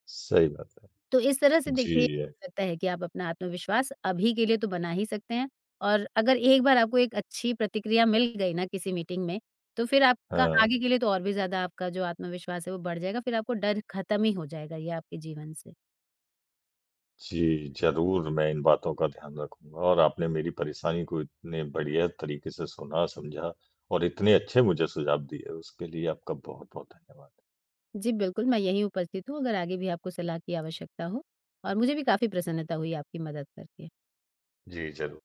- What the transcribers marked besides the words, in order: none
- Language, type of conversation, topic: Hindi, advice, प्रेज़ेंटेशन या मीटिंग से पहले आपको इतनी घबराहट और आत्मविश्वास की कमी क्यों महसूस होती है?